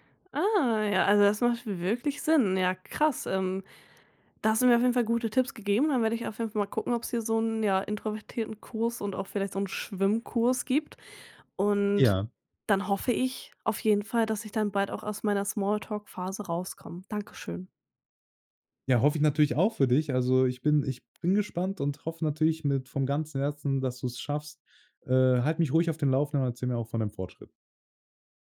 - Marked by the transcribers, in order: none
- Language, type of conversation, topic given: German, advice, Wie kann ich Small Talk überwinden und ein echtes Gespräch beginnen?